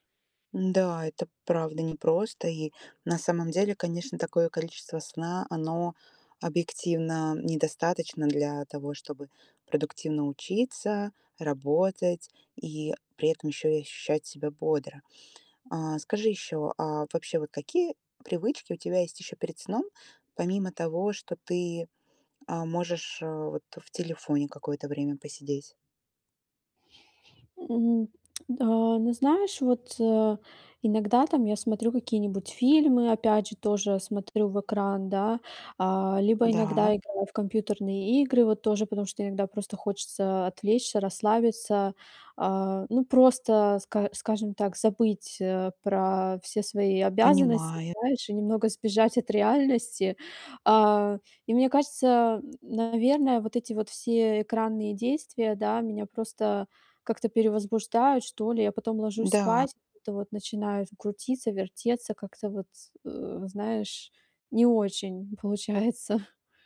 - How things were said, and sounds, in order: tapping
- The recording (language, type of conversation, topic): Russian, advice, Как уменьшить утреннюю усталость и чувствовать себя бодрее по утрам?